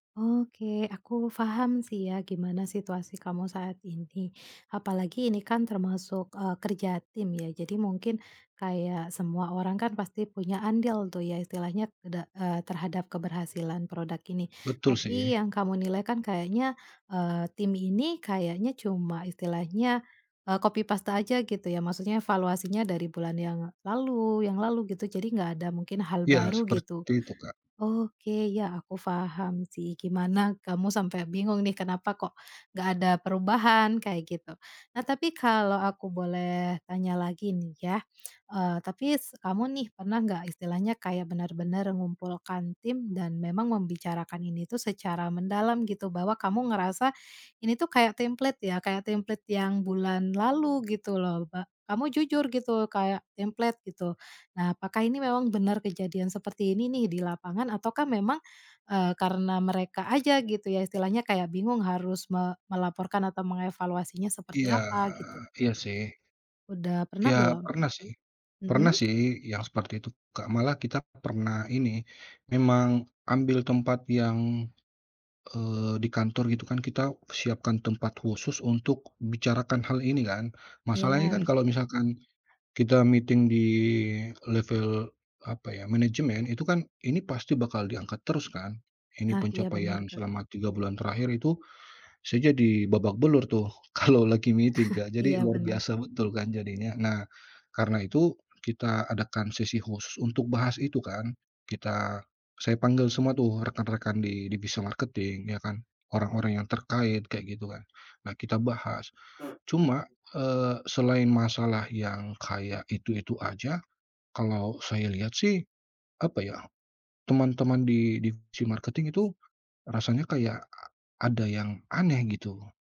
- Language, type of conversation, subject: Indonesian, advice, Bagaimana sebaiknya saya menyikapi perasaan gagal setelah peluncuran produk yang hanya mendapat sedikit respons?
- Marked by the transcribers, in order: in English: "copy-paste"; in English: "meeting"; in English: "meeting"; chuckle; tapping; other background noise